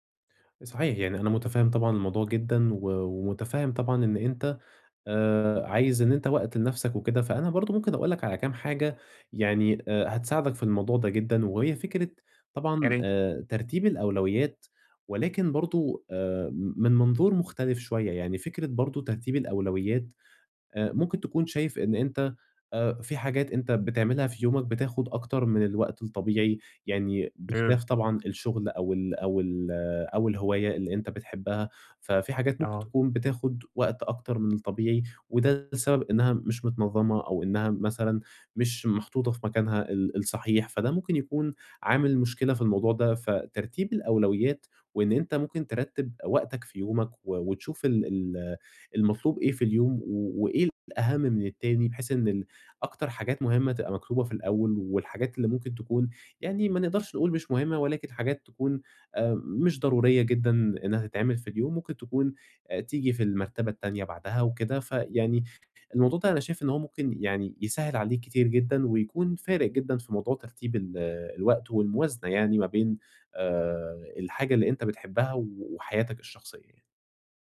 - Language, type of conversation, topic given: Arabic, advice, إزاي أوازن بين شغفي وهواياتي وبين متطلبات حياتي اليومية؟
- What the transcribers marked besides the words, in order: tapping